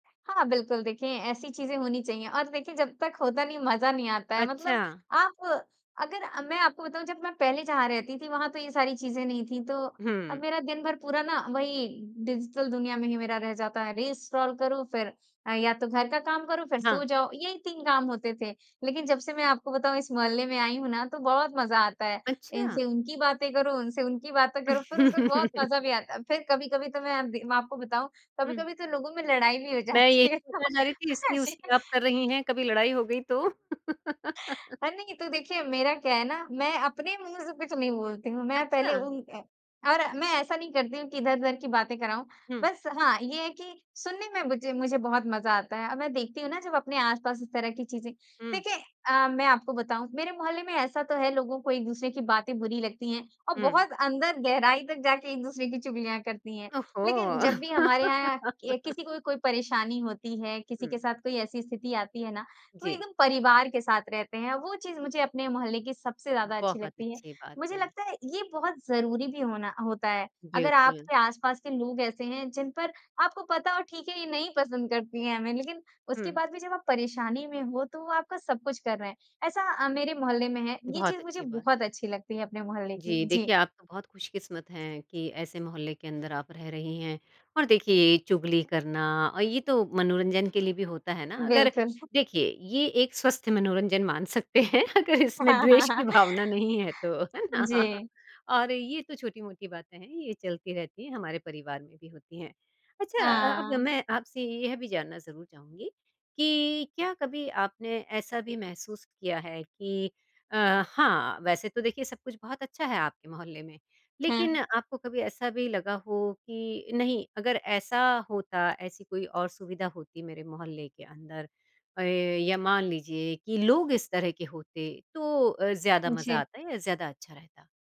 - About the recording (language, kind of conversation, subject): Hindi, podcast, अच्छा मोहल्ला कैसा होता है?
- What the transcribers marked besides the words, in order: in English: "डिजिटल"; laugh; laughing while speaking: "जाती है, तो जी"; tapping; laugh; laugh; laughing while speaking: "बिल्कुल"; laughing while speaking: "हैं अगर इसमें"; laugh; laughing while speaking: "भावना"; laughing while speaking: "है ना?"